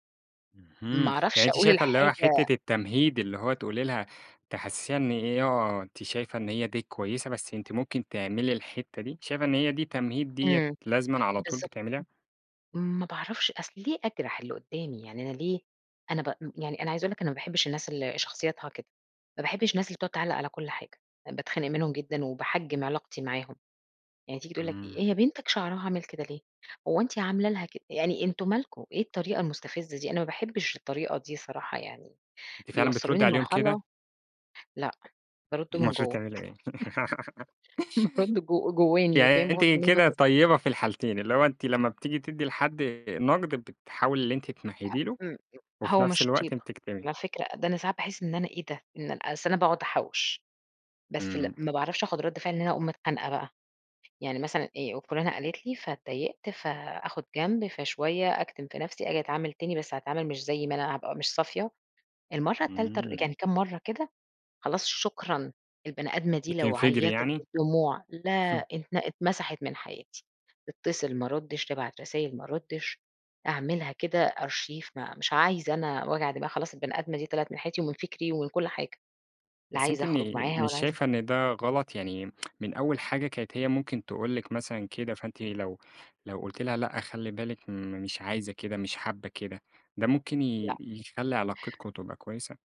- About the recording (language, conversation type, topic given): Arabic, podcast, إزاي تدي نقد من غير ما تجرح؟
- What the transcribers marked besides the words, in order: laughing while speaking: "المفروض تعملي إيه؟"; giggle; tapping; laughing while speaking: "بارُدّ جو جوّاني"; unintelligible speech; unintelligible speech; chuckle; in English: "Archive"; tsk